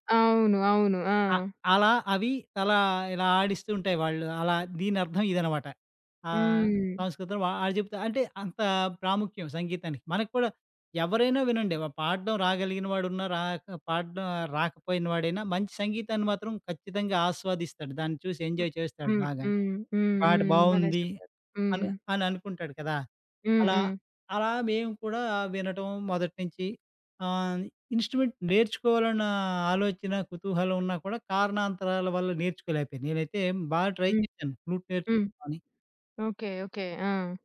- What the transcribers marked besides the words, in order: other background noise; in English: "ఎంజాయ్"; in English: "ఇన్స్ట్రుమెంట్"; in English: "ట్రై"; in English: "ఫ్లూట్"
- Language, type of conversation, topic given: Telugu, podcast, ప్రత్యక్ష సంగీత కార్యక్రమానికి ఎందుకు వెళ్తారు?